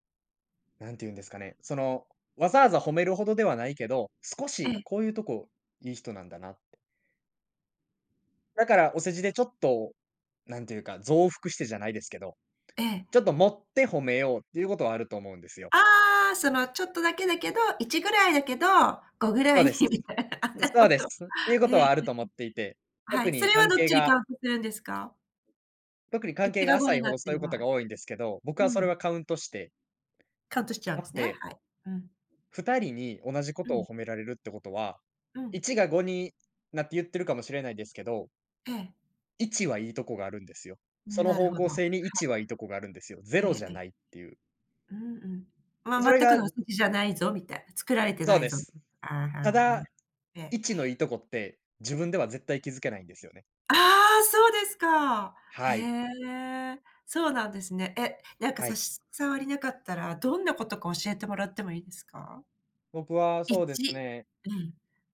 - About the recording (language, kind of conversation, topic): Japanese, podcast, 自分の強みはどのように見つけましたか？
- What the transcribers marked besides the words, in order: laughing while speaking: "ご ぐらいにみたいな。なほど"